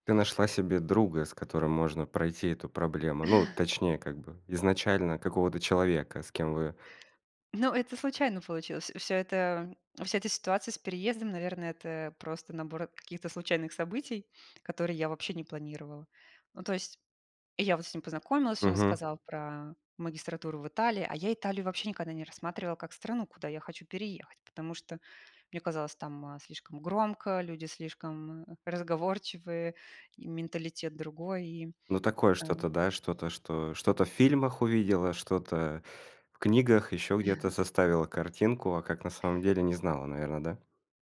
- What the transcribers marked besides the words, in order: chuckle; other background noise; chuckle
- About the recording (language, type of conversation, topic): Russian, podcast, Что вы выбираете — стабильность или перемены — и почему?